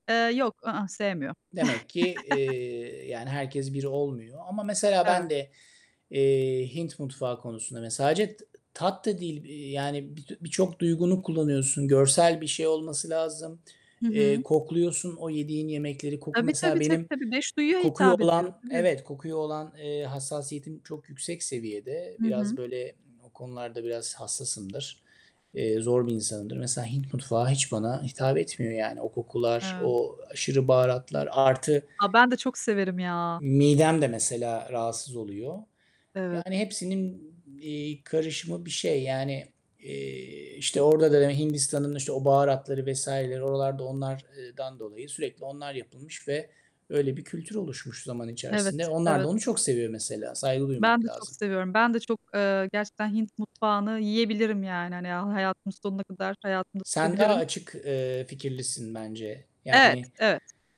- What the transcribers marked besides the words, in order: static; distorted speech; chuckle; other background noise
- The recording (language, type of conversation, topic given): Turkish, unstructured, Geleneksel yemekler bir kültürü nasıl yansıtır?